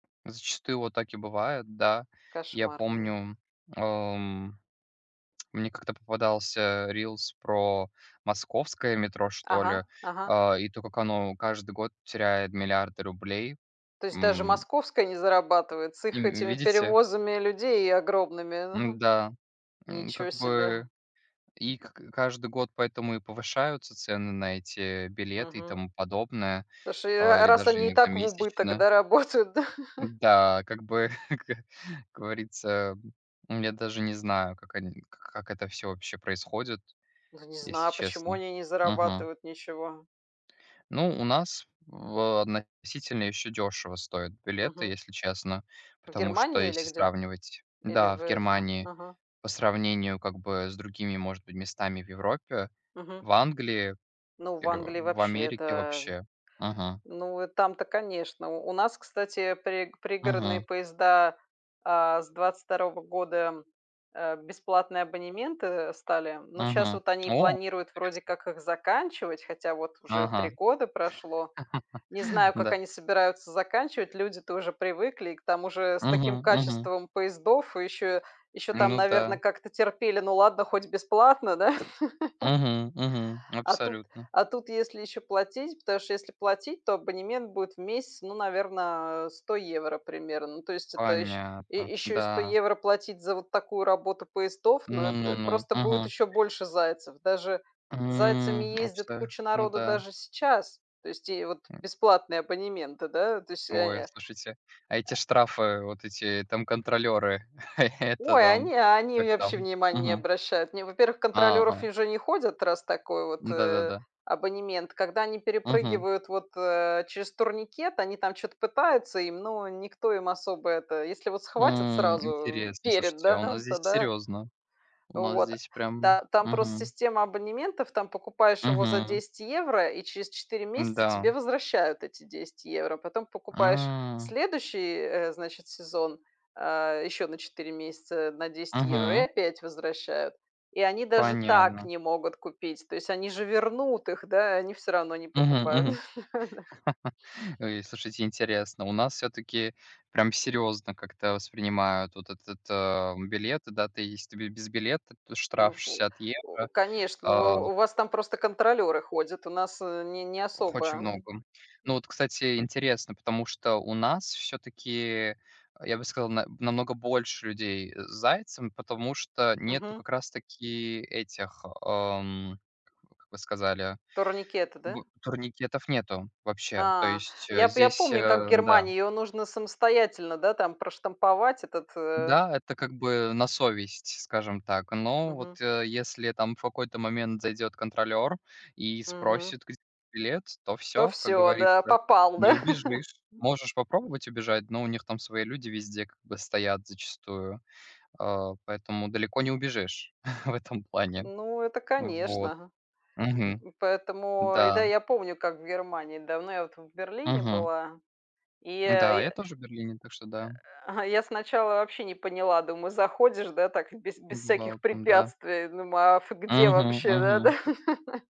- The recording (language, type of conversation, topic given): Russian, unstructured, Вы бы выбрали путешествие на машине или на поезде?
- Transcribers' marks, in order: tapping; laughing while speaking: "да, работают, да"; chuckle; laugh; laugh; grunt; chuckle; chuckle; chuckle; laugh; chuckle; chuckle; grunt; laugh